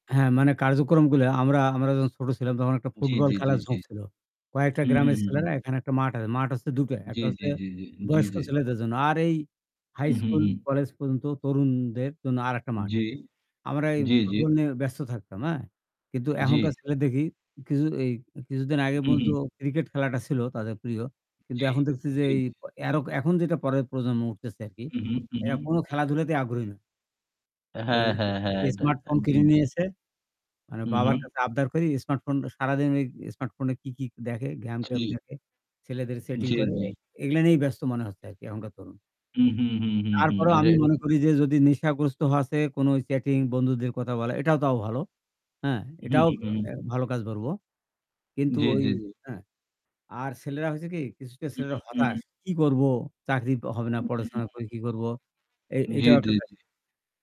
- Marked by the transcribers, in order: "কার্যক্রমগুলা" said as "কার্যক্রমগুলে"; static; other background noise; "game-" said as "ঘ্যাম"; unintelligible speech; unintelligible speech; "কিছুটা" said as "কিছুকে"
- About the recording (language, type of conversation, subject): Bengali, unstructured, আপনার মতে সমাজে তরুণদের সঠিক দিশা দিতে কী করা উচিত?